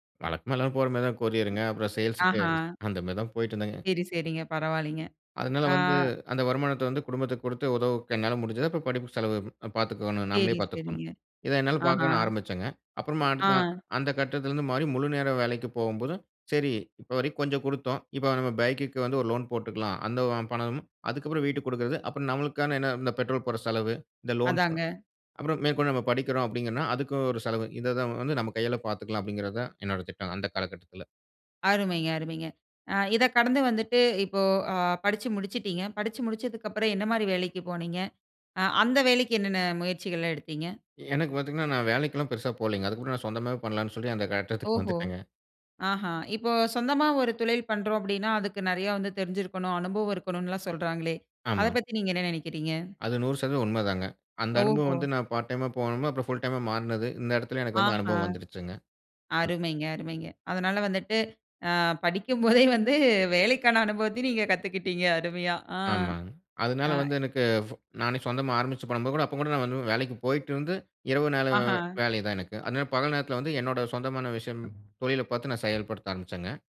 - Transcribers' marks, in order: other background noise; in English: "சேல்ஸ்க்கு"; in English: "லோன்"; other noise; in English: "பார்ட் டைமா"; in English: "ஃபுல் டைமா"; laughing while speaking: "படிக்கும் போதே வந்து வேலைக்கான அனுபவத்தையும் நீங்க கத்துக்கிட்டீங்க, அருமையா"
- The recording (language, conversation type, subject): Tamil, podcast, தொடக்கத்தில் சிறிய வெற்றிகளா அல்லது பெரிய இலக்கை உடனடி பலனின்றி தொடர்ந்து நாடுவதா—இவற்றில் எது முழுமையான தீவிரக் கவன நிலையை அதிகம் தூண்டும்?